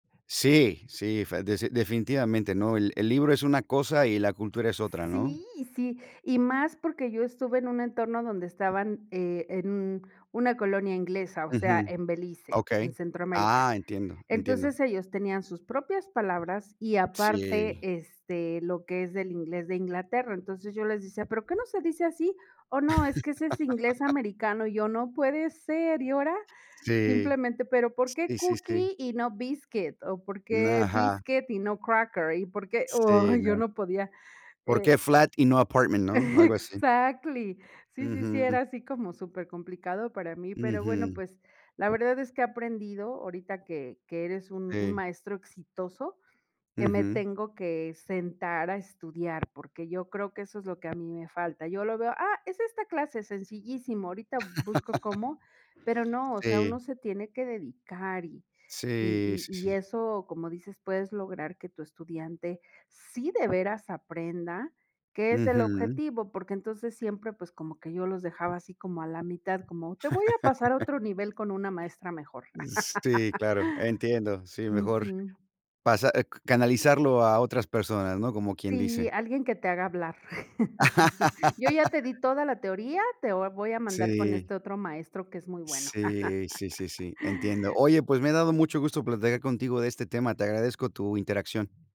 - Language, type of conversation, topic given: Spanish, unstructured, ¿Cuál ha sido tu trabajo favorito hasta ahora?
- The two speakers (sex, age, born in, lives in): female, 45-49, Mexico, Mexico; male, 50-54, United States, United States
- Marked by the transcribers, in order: other background noise; tapping; laugh; in English: "flat"; laugh; in English: "Exactly"; laugh; laugh; laugh; laugh; laugh